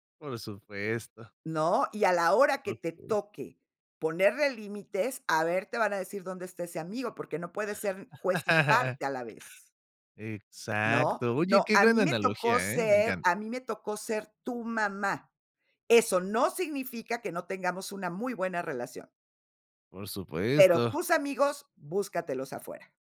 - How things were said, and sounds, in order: chuckle
- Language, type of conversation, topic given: Spanish, podcast, ¿Qué consejos darías para mantener relaciones profesionales a largo plazo?